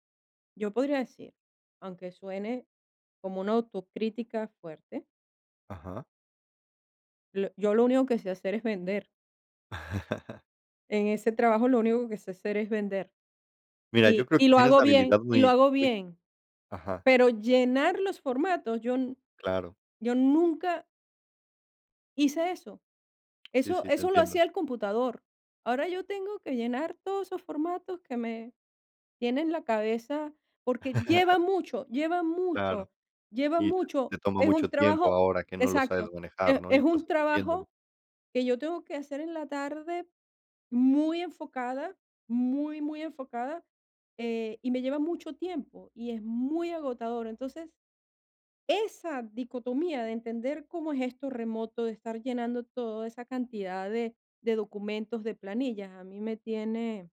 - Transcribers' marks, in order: chuckle; chuckle
- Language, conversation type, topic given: Spanish, advice, ¿Cómo puedo dejar de dudar de mis habilidades laborales después de cometer un error?